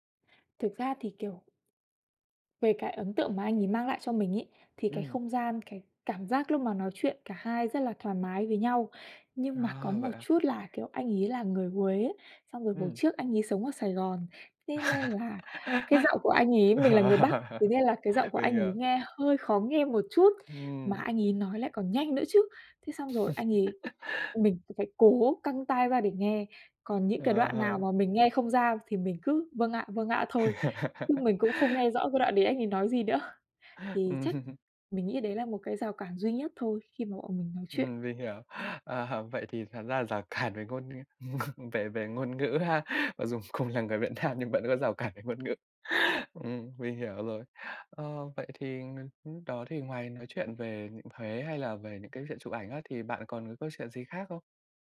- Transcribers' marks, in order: laugh; laugh; laugh; laughing while speaking: "Ừm"; laughing while speaking: "Ờ"; laughing while speaking: "cản"; laugh; tapping; laughing while speaking: "cùng là người Việt Nam … về ngôn ngữ"
- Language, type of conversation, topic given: Vietnamese, podcast, Bạn đã từng gặp một người lạ khiến chuyến đi của bạn trở nên đáng nhớ chưa?